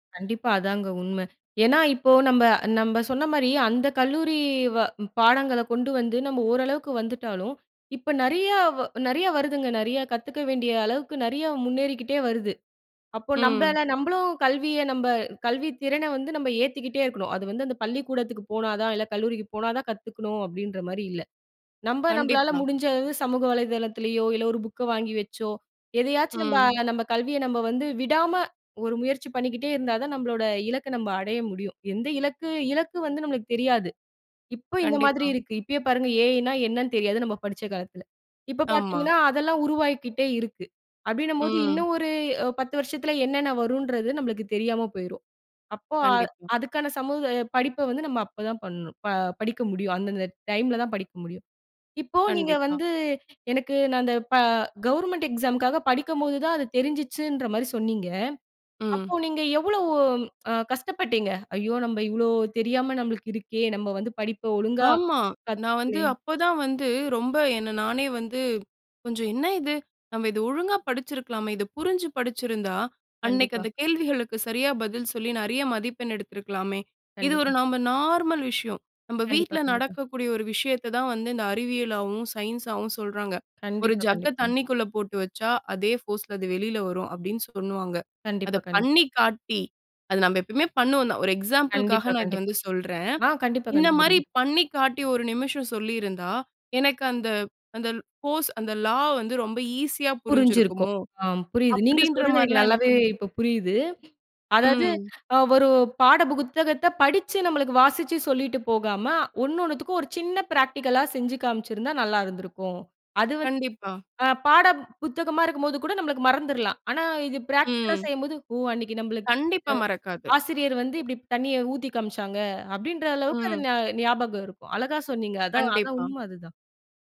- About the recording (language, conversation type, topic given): Tamil, podcast, நீங்கள் கல்வியை ஆயுள் முழுவதும் தொடரும் ஒரு பயணமாகக் கருதுகிறீர்களா?
- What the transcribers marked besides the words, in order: other background noise; in English: "எக்ஸாம்பிள்"; in English: "கோர்ஸ்"; in English: "லா"; other noise